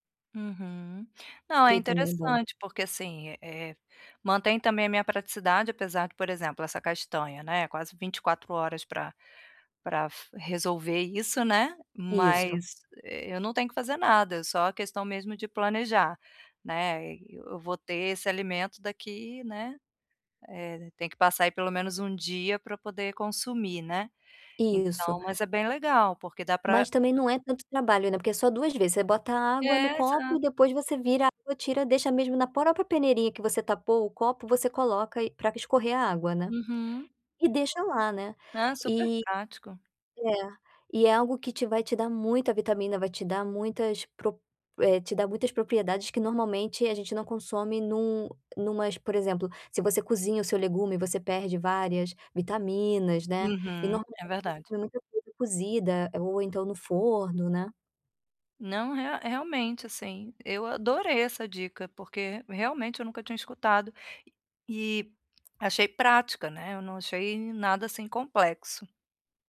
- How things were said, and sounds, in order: tapping
- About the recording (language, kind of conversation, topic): Portuguese, advice, Como posso equilibrar praticidade e saúde ao escolher alimentos?